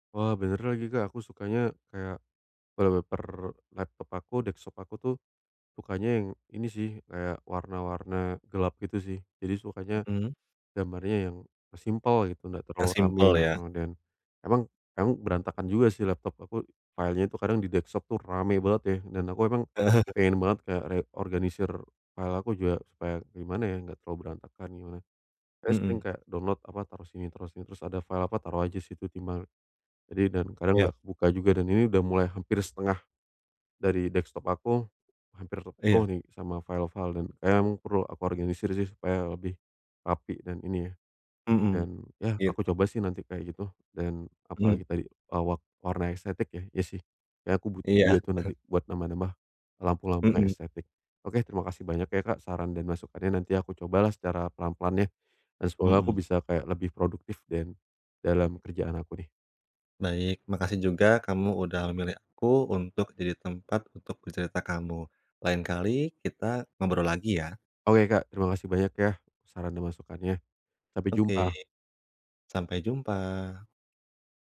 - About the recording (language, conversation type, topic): Indonesian, advice, Bagaimana cara mengubah pemandangan dan suasana kerja untuk memicu ide baru?
- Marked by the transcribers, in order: in English: "wallpaper"; in English: "desktop"; in English: "file-nya"; in English: "desktop"; chuckle; in English: "file"; in English: "file"; in English: "desktop"; in English: "file-file"; chuckle